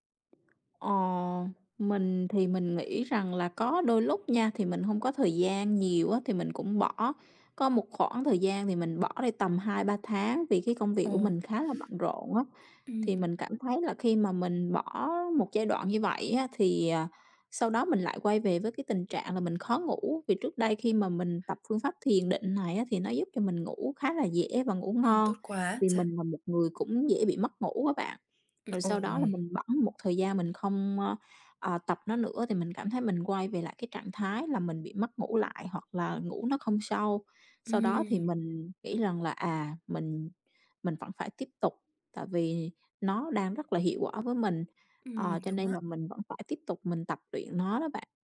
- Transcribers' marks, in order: tapping; unintelligible speech; "bẵng" said as "bẫng"
- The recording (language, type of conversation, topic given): Vietnamese, podcast, Thói quen nhỏ nào đã thay đổi cuộc đời bạn nhiều nhất?
- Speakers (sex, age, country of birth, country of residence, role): female, 25-29, Vietnam, Vietnam, host; female, 35-39, Vietnam, Vietnam, guest